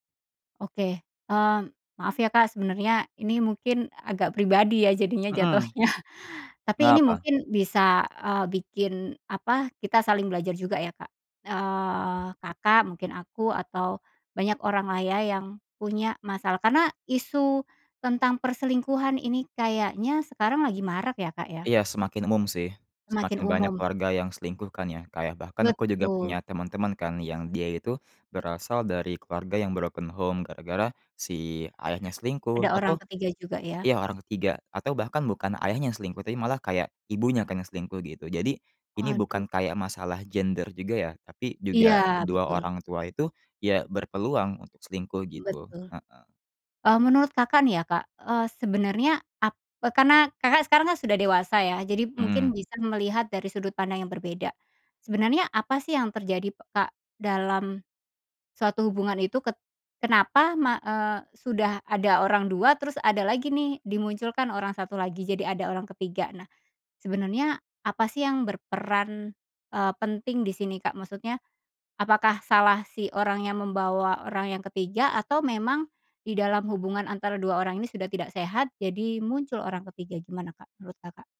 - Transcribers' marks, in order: chuckle; other background noise; in English: "broken home"
- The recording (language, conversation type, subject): Indonesian, podcast, Bisakah kamu menceritakan pengalaman ketika orang tua mengajarkan nilai-nilai hidup kepadamu?